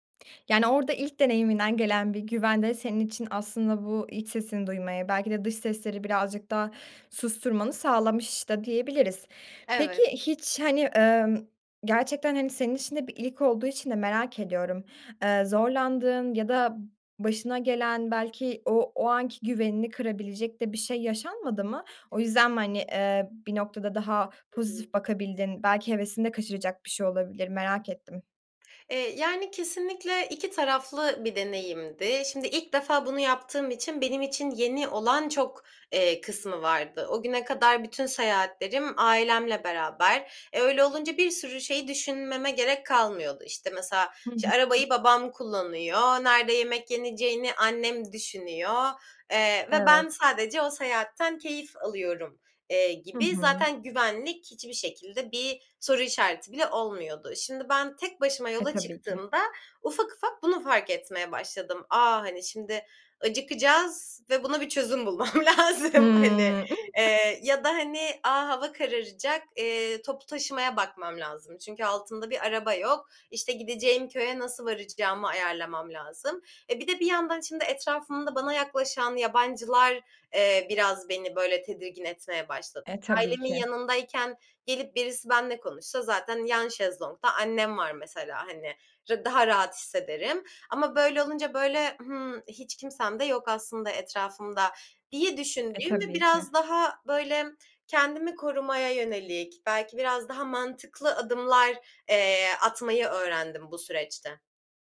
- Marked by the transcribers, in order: tapping; other background noise; laughing while speaking: "bulmam lazım"; other noise
- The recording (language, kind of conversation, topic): Turkish, podcast, Tek başına seyahat etmekten ne öğrendin?